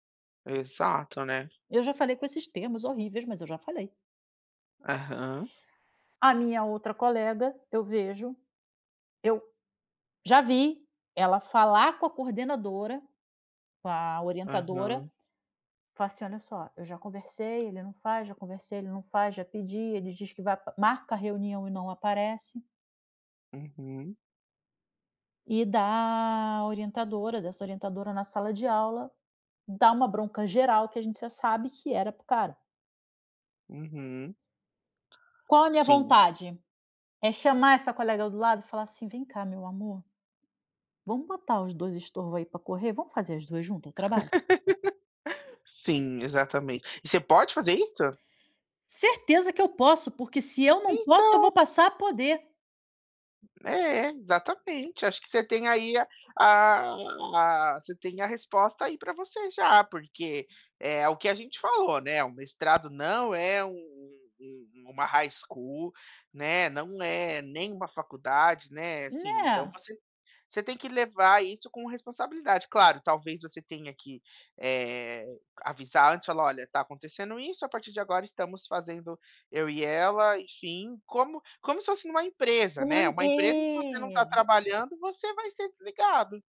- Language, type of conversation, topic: Portuguese, advice, Como posso viver alinhado aos meus valores quando os outros esperam algo diferente?
- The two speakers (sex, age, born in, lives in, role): female, 40-44, Brazil, Spain, user; male, 30-34, Brazil, United States, advisor
- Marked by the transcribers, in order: tapping; laugh; in English: "high school"